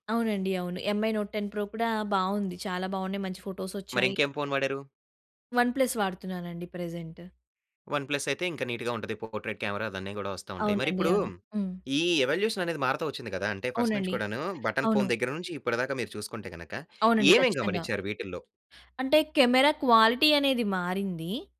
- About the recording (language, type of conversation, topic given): Telugu, podcast, ఫోన్ కెమెరాలు జ్ఞాపకాలను ఎలా మార్చుతున్నాయి?
- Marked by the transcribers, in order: in English: "ఎంఐ నోట్ టెన్ ప్రో జేసా"; in English: "వన్ ప్లస్"; in English: "ప్రజెంట్"; in English: "వన్ ప్లస్"; in English: "నీట్‌గా"; in English: "పోర్ట్రైట్ కెమెరా"; in English: "ఎవల్యూషన్"; tapping; in English: "ఫస్ట్"; other background noise; in English: "బటన్ ఫోన్"; in English: "కెమెరా క్వాలిటీ"